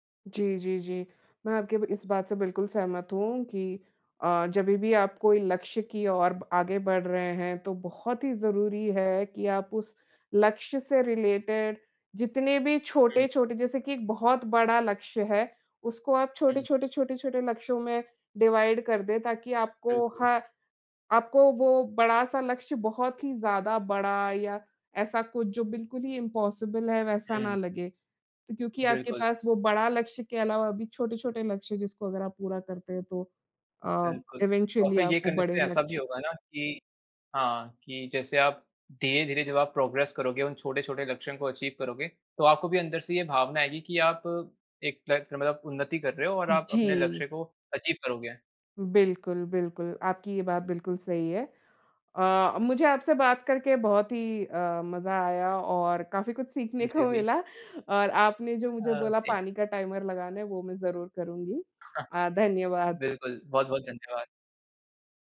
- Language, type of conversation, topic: Hindi, unstructured, आत्म-सुधार के लिए आप कौन-सी नई आदतें अपनाना चाहेंगे?
- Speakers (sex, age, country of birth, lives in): female, 35-39, India, India; male, 18-19, India, India
- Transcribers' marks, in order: in English: "रिलेटेड"; in English: "डिवाइड"; in English: "इम्पॉसिबल"; in English: "इवेंचुअली"; in English: "प्रोग्रेस"; in English: "अचीव"; unintelligible speech; in English: "अचीव"; laughing while speaking: "को"; in English: "टाइमर"; chuckle